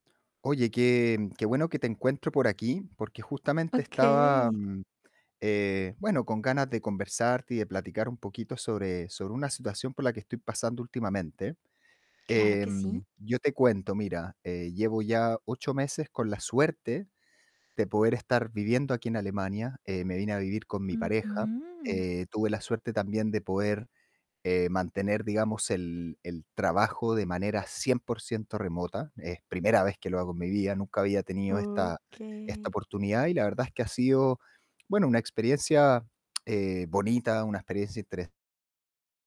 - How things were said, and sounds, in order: tapping
- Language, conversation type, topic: Spanish, advice, ¿Cómo puedo establecer límites entre el trabajo y mi vida personal?